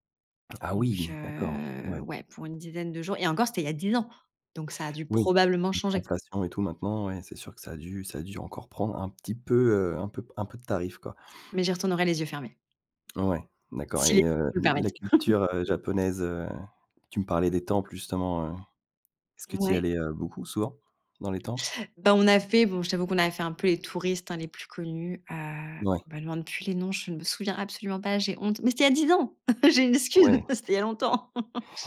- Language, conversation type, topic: French, podcast, Qu’est-ce que tu aimes dans le fait de voyager ?
- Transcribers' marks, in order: drawn out: "heu"; unintelligible speech; laugh; chuckle; laughing while speaking: "J'ai une excuse, c'était il y a longtemps"; chuckle